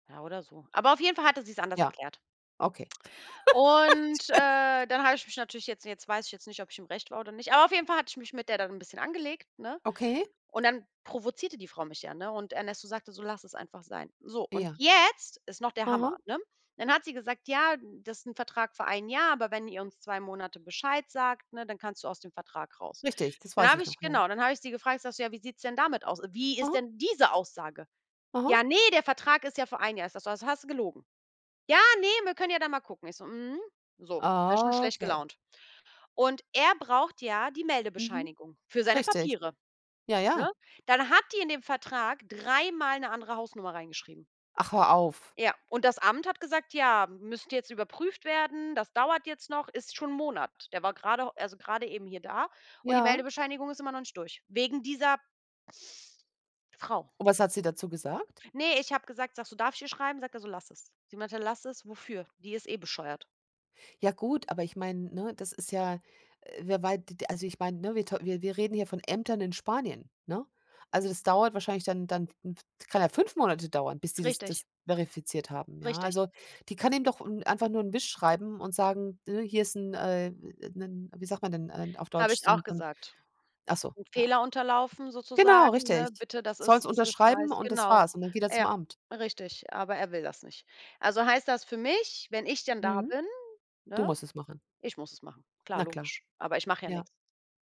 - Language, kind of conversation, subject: German, unstructured, Was tust du, wenn dich jemand absichtlich provoziert?
- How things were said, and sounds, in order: drawn out: "Und"; laugh; unintelligible speech; other background noise; stressed: "jetzt"; stressed: "diese"; put-on voice: "Ja, ne, der Vertrag ist ja für ein Jahr"; put-on voice: "Ja, ne, wir können ja dann mal gucken"; drawn out: "Okay"; unintelligible speech